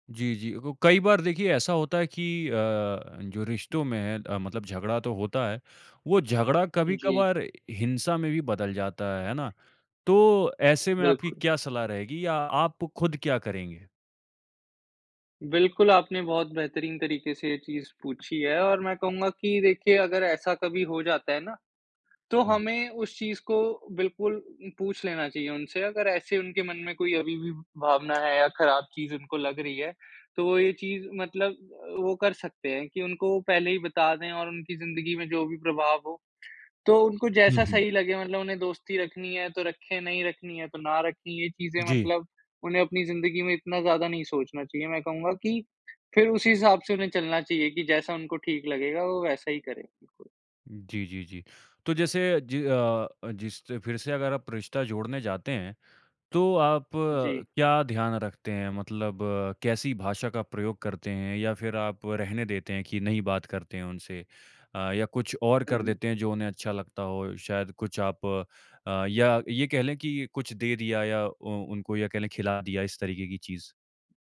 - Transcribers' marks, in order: tapping
- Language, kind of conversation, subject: Hindi, podcast, टूटे हुए पुराने रिश्तों को फिर से जोड़ने का रास्ता क्या हो सकता है?